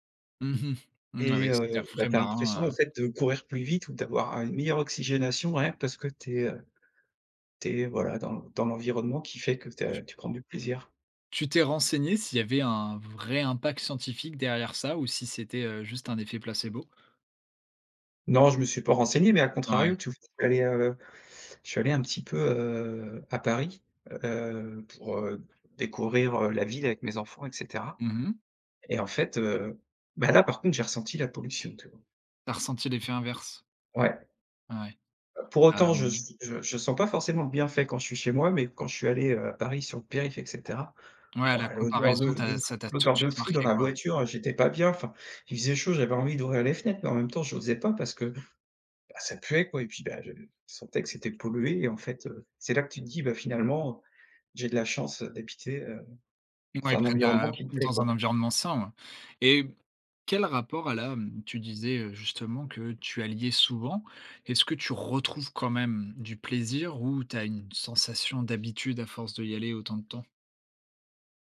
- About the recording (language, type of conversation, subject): French, podcast, Quel bruit naturel t’apaise instantanément ?
- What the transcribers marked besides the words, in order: unintelligible speech; stressed: "retrouves"